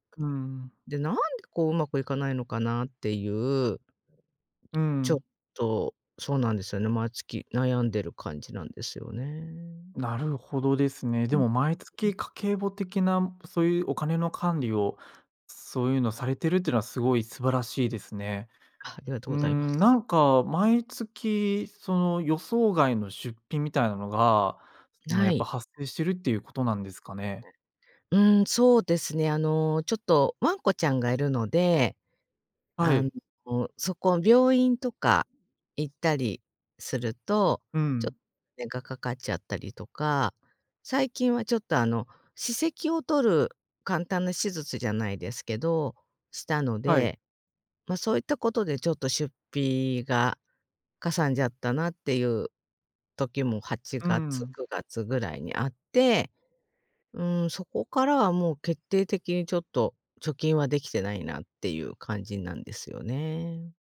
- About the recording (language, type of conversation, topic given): Japanese, advice, 毎月赤字で貯金が増えないのですが、どうすれば改善できますか？
- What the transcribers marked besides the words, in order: other noise